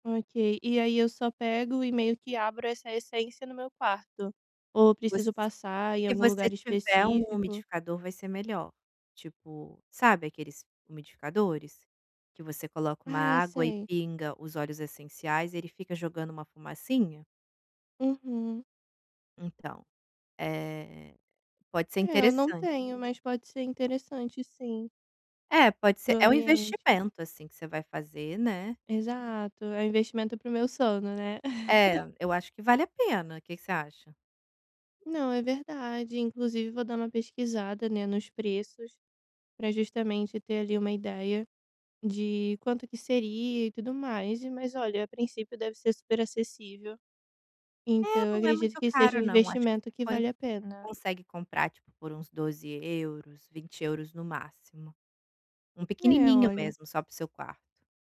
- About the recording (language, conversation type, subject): Portuguese, advice, Como posso estabelecer limites consistentes para o uso de telas antes de dormir?
- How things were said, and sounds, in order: chuckle